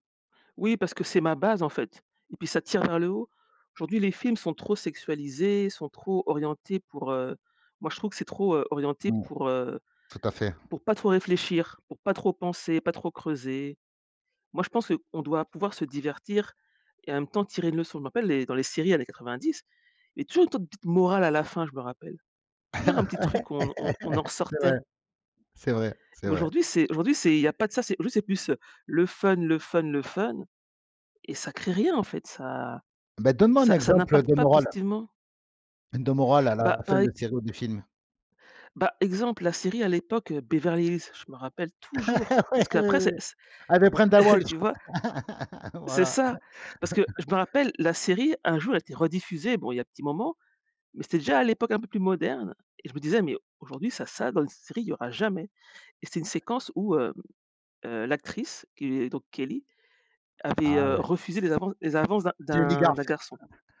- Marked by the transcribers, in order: other background noise; laugh; laugh; stressed: "toujours"; chuckle; laugh; stressed: "jamais"
- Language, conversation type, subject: French, podcast, Pourquoi aimons-nous tant la nostalgie dans les séries et les films ?